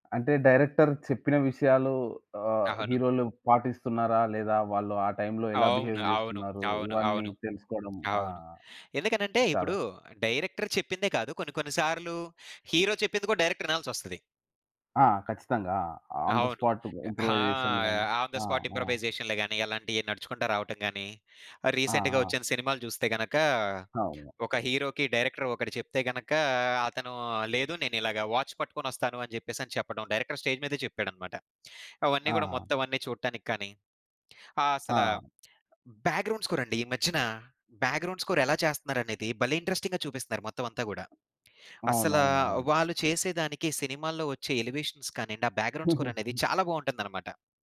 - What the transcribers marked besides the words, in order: in English: "డైరెక్టర్"; in English: "బిహేవ్"; in English: "డైరెక్టర్"; in English: "హీరో"; in English: "డైరెక్టర్"; in English: "ఆన్ థ స్పాట్ ఇంప్రూవైజేషన్"; in English: "ఆన్ థ స్పాట్ ఇంప్రూవైజేషన్‌లో"; in English: "రీసెంట్‌గా"; in English: "హీరోకి డైరెక్టర్"; in English: "వాచ్"; in English: "డైరెక్టర్ స్టేజ్"; lip smack; in English: "బ్యాక్‌గ్రౌండ్ స్కోర్"; in English: "బ్యాక్‌గ్రౌండ్ స్కోర్"; in English: "ఇంట్రెస్టింగ్‌గా"; other background noise; in English: "ఎలివేషన్స్"; in English: "బ్యాక్‌గ్రౌండ్ స్కోర్"; chuckle
- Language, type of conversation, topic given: Telugu, podcast, సెట్ వెనుక జరిగే కథలు మీకు ఆసక్తిగా ఉంటాయా?